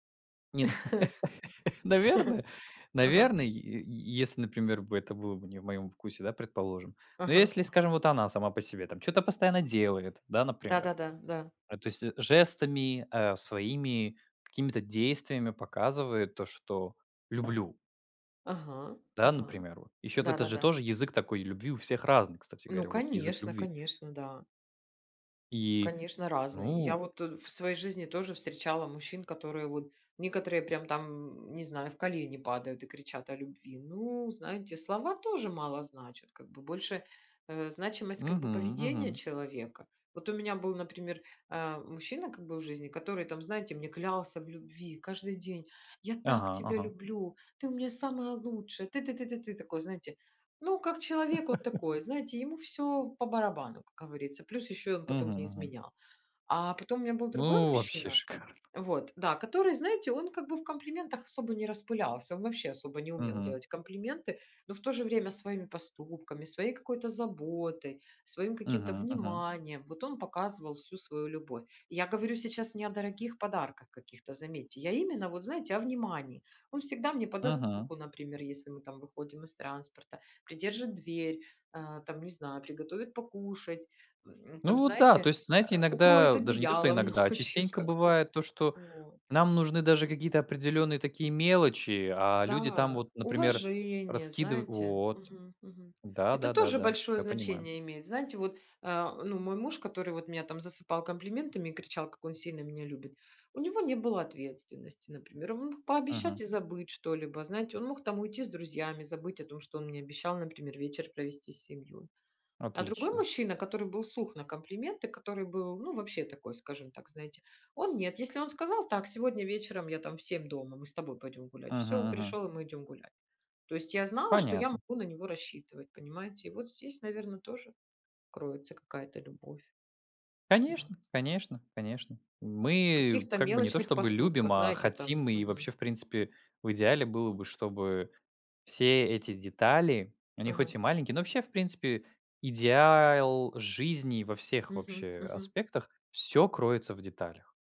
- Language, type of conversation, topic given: Russian, unstructured, Как выражать любовь словами и действиями?
- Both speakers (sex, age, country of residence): female, 40-44, Spain; male, 20-24, Poland
- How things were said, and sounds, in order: laugh; laughing while speaking: "наверное"; tapping; put-on voice: "Я так тебя люблю, ты … ты ты ты"; laugh; laughing while speaking: "ночью"; other background noise; "идеал" said as "идеаил"